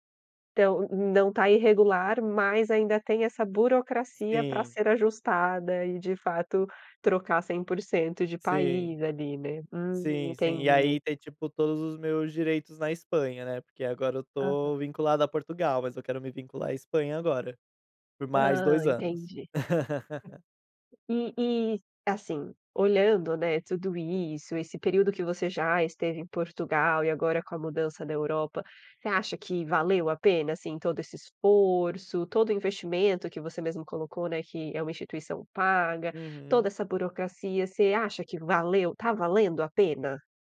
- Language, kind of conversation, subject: Portuguese, podcast, Me conte sobre uma viagem que mudou sua vida?
- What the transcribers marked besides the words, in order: other background noise; laugh